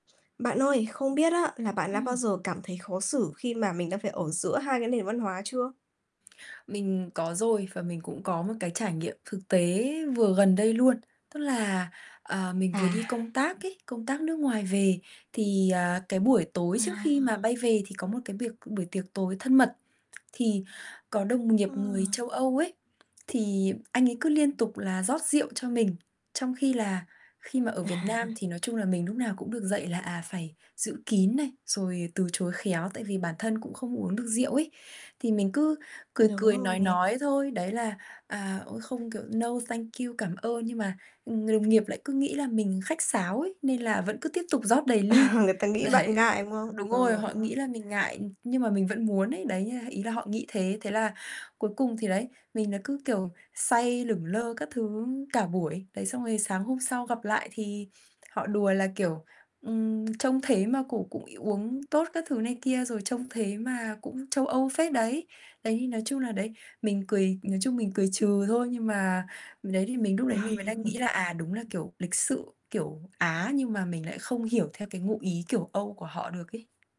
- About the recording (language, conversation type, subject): Vietnamese, podcast, Bạn đã bao giờ cảm thấy khó xử khi đứng giữa hai nền văn hóa chưa?
- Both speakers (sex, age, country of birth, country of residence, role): female, 20-24, Vietnam, Vietnam, host; female, 25-29, Vietnam, Vietnam, guest
- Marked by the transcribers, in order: static; tapping; other background noise; "tiệc" said as "biệc"; tsk; chuckle; in English: "no, thank you"; laughing while speaking: "đấy"; chuckle; chuckle